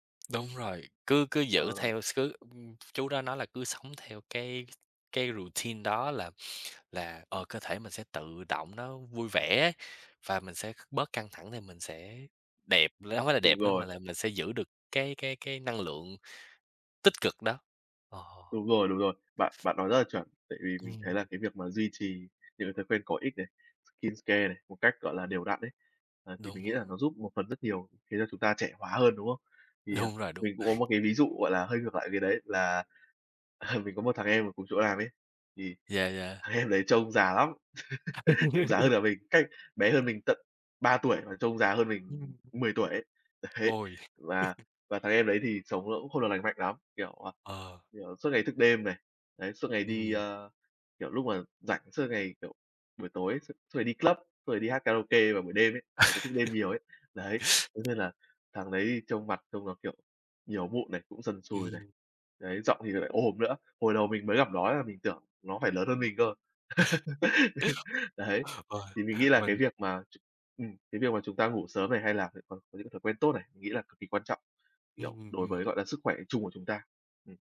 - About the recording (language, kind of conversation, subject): Vietnamese, unstructured, Bạn nghĩ làm thế nào để giảm căng thẳng trong cuộc sống hằng ngày?
- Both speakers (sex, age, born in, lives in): male, 20-24, Vietnam, United States; male, 20-24, Vietnam, Vietnam
- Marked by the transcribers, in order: tapping; in English: "routine"; sniff; other background noise; in English: "skincare"; unintelligible speech; laughing while speaking: "Đúng"; chuckle; laughing while speaking: "à"; laugh; laughing while speaking: "em"; laugh; laughing while speaking: "Đấy"; chuckle; in English: "club"; chuckle; laughing while speaking: "Đấy"; laughing while speaking: "ồm"; chuckle; laugh; laughing while speaking: "Đấy"; unintelligible speech